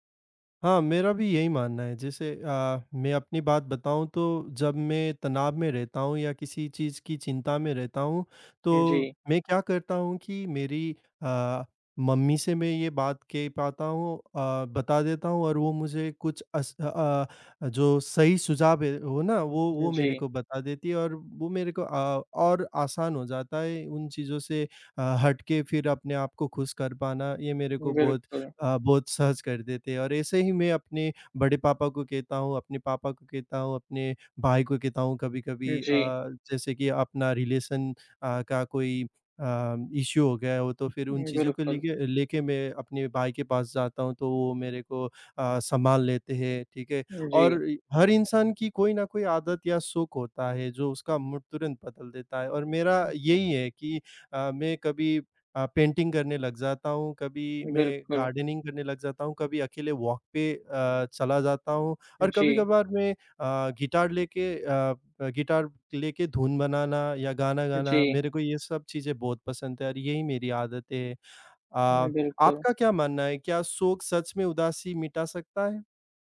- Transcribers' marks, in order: in English: "रिलेशन"; in English: "इश्यू"; in English: "मूड"; in English: "पेंटिंग"; in English: "गार्डनिंग"; in English: "वॉक"
- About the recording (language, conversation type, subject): Hindi, unstructured, खुशी पाने के लिए आप क्या करते हैं?